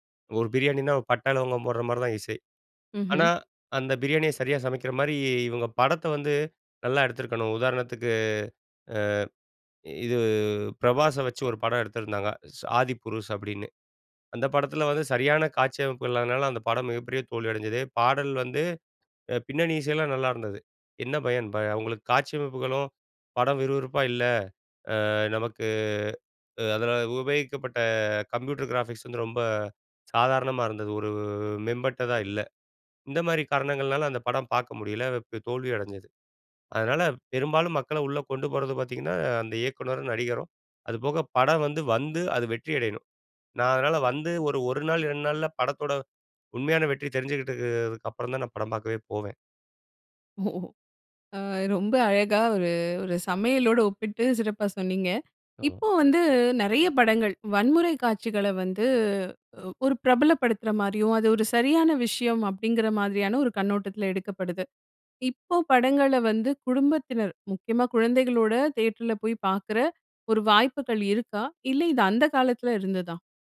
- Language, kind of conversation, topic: Tamil, podcast, ஓர் படத்தைப் பார்க்கும்போது உங்களை முதலில் ஈர்க்கும் முக்கிய காரணம் என்ன?
- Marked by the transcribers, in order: drawn out: "இது"; drawn out: "ஒரு"; laughing while speaking: "ஓ அ ரொம்ப அழகா"; anticipating: "இப்போ படங்கள வந்து குடும்பத்தினர், முக்கியமா … அந்த காலத்துல இருந்ததா?"